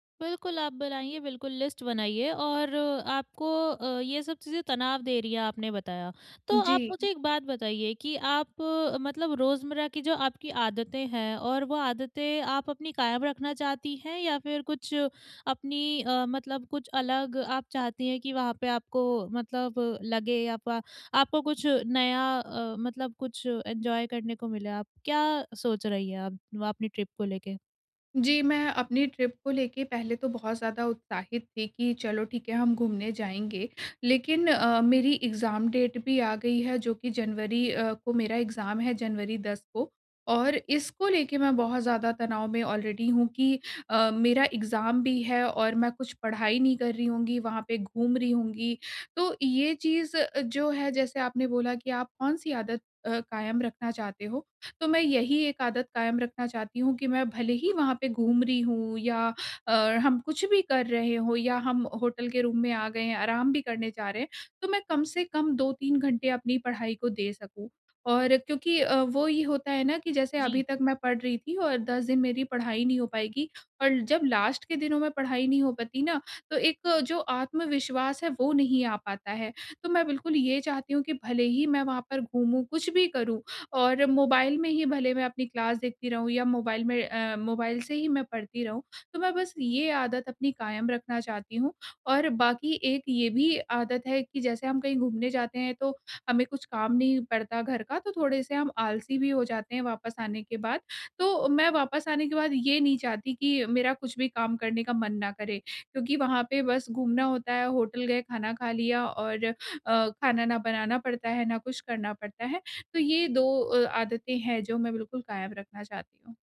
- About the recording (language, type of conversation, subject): Hindi, advice, यात्रा या सप्ताहांत के दौरान तनाव कम करने के तरीके
- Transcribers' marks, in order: in English: "लिस्ट"; in English: "एन्जॉय"; in English: "ट्रिप"; in English: "ट्रिप"; in English: "एग्ज़ाम डेट"; in English: "एग्ज़ाम"; in English: "आलरेडी"; in English: "एग्ज़ाम"; in English: "रूम"; in English: "लास्ट"; in English: "क्लास"